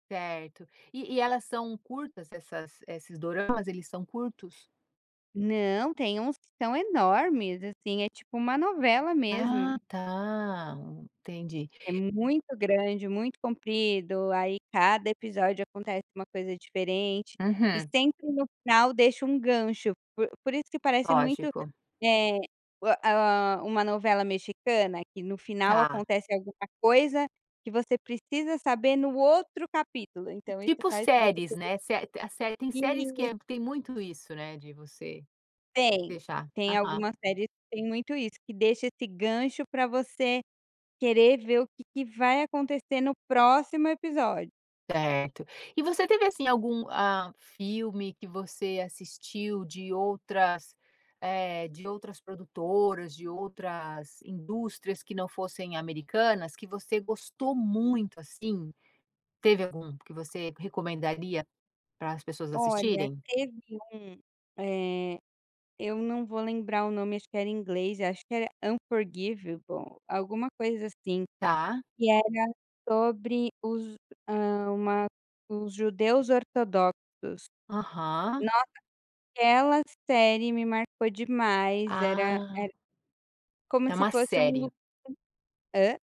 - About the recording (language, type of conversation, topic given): Portuguese, podcast, Como o streaming mudou, na prática, a forma como assistimos a filmes?
- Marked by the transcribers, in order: unintelligible speech